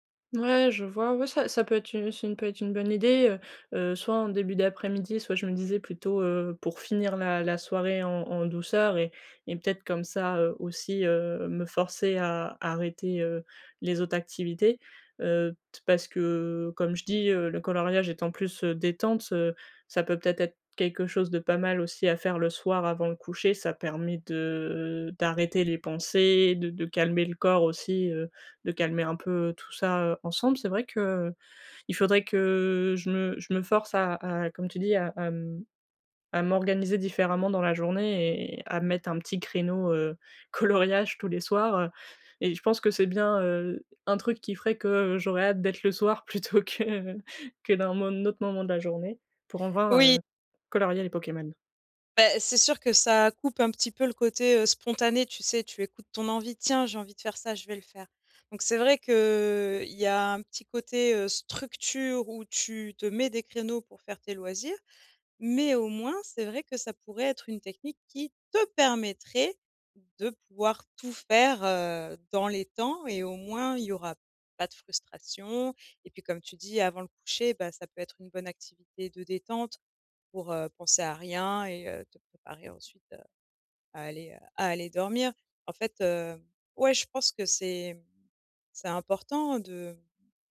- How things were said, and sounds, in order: laughing while speaking: "coloriage"; laughing while speaking: "plutôt que, heu"; "avoir" said as "envoir"; tapping; stressed: "permettrait"
- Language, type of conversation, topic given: French, advice, Comment trouver du temps pour développer mes loisirs ?